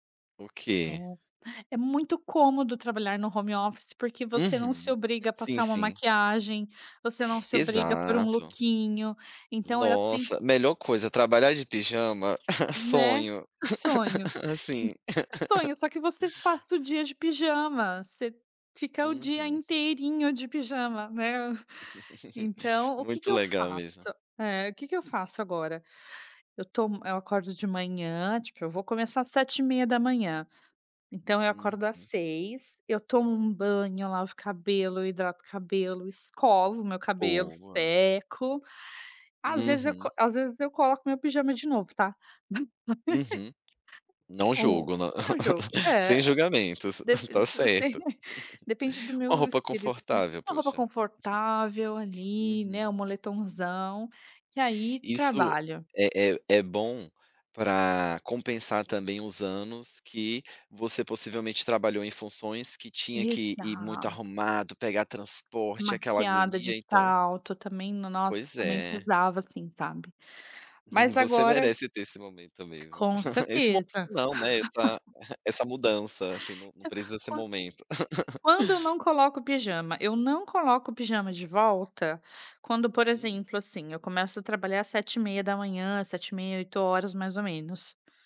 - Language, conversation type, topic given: Portuguese, podcast, Como você equilibra trabalho e autocuidado?
- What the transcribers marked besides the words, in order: tapping; chuckle; laugh; chuckle; laugh; laugh; unintelligible speech; chuckle; laugh; unintelligible speech; chuckle; laugh; chuckle; other noise; laugh